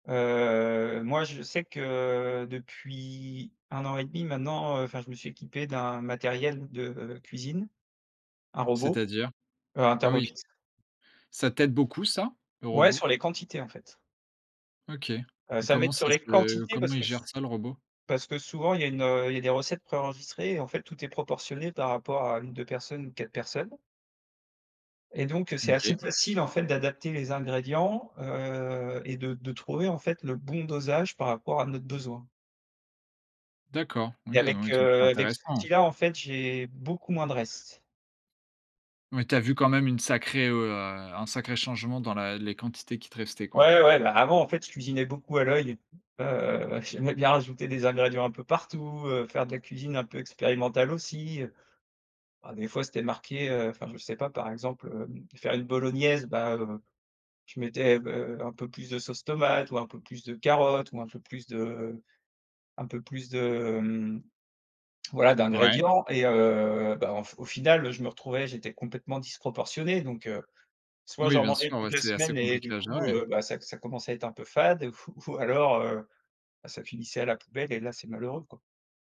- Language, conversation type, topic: French, podcast, As-tu une astuce anti-gaspillage pour les restes de fête ?
- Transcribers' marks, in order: drawn out: "Heu"; drawn out: "heu"; tapping; stressed: "ça"; other background noise; stressed: "bon"; unintelligible speech; stressed: "beaucoup"